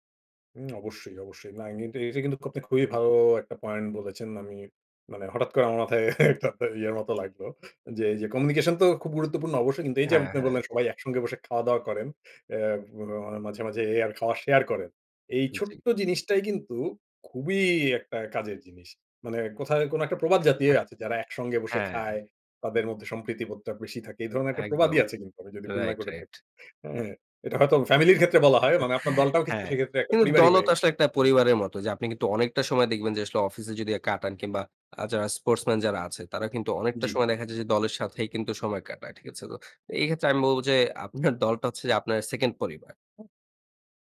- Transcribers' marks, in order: other background noise; other noise; laughing while speaking: "একটা ত"; in English: "কমিউনিকেশন"; chuckle; chuckle; unintelligible speech; laughing while speaking: "আপনার"
- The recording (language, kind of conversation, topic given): Bengali, podcast, কীভাবে দলের মধ্যে খোলামেলা যোগাযোগ রাখা যায়?